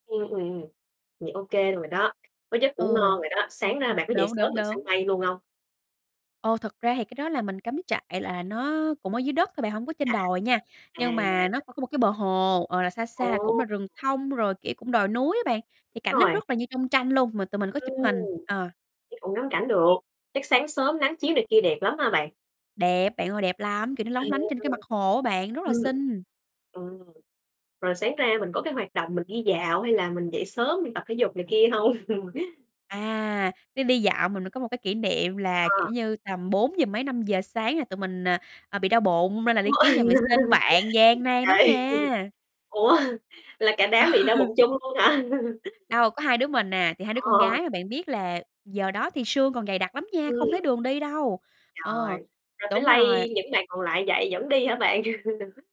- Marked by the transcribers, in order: tapping; distorted speech; other background noise; chuckle; laugh; laughing while speaking: "Trời, ủa?"; laughing while speaking: "Ừ"; laughing while speaking: "hả?"; laugh; laughing while speaking: "Ờ"; laugh
- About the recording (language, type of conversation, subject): Vietnamese, podcast, Bạn có thể kể về một trải nghiệm gần gũi với thiên nhiên không?